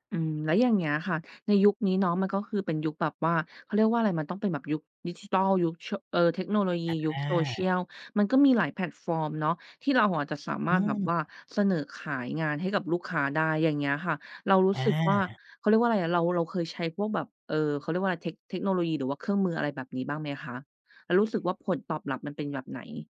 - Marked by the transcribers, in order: other background noise
- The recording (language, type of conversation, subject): Thai, podcast, การสื่อสารของคุณจำเป็นต้องเห็นหน้ากันและอ่านภาษากายมากแค่ไหน?
- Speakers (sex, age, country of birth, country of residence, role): female, 30-34, Thailand, Thailand, host; male, 35-39, Thailand, Thailand, guest